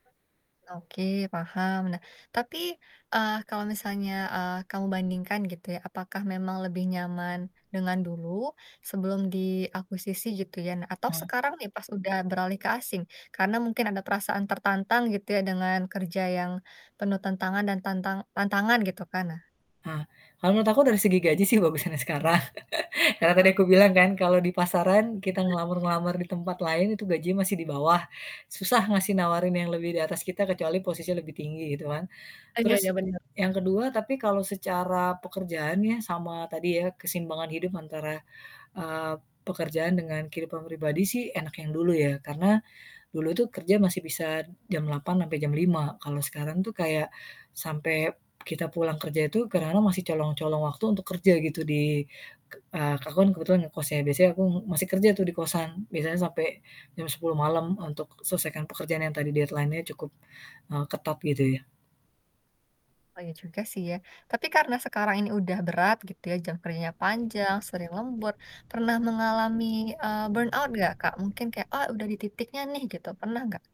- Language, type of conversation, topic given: Indonesian, podcast, Apa arti pekerjaan yang memuaskan bagi kamu?
- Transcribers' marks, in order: static; other background noise; distorted speech; laughing while speaking: "bagusan yang sekarang"; chuckle; other noise; in English: "deadline-nya"; in English: "burnout"; tapping